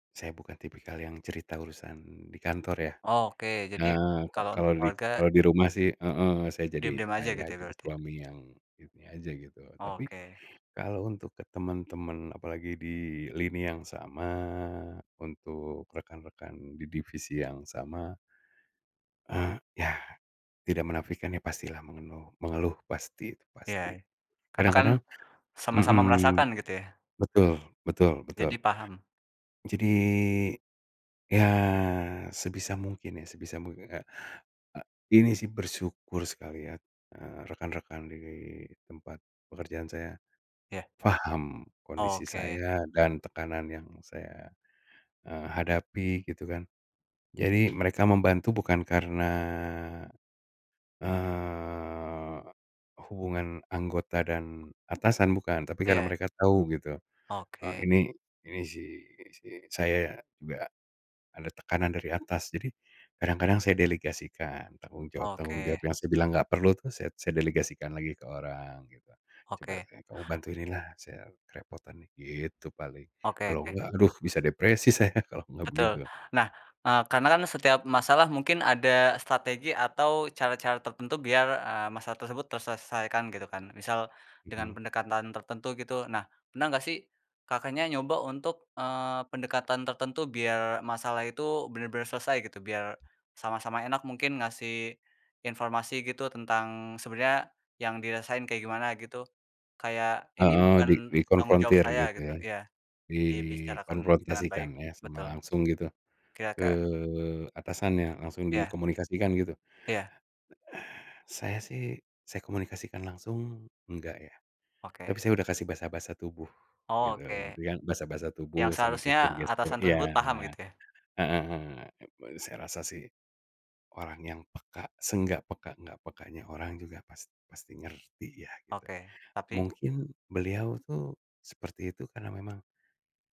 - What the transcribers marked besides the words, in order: other background noise; tapping; laughing while speaking: "depresi saya"; sigh
- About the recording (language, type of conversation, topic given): Indonesian, podcast, Bagaimana kamu menjaga kesehatan mental saat masalah datang?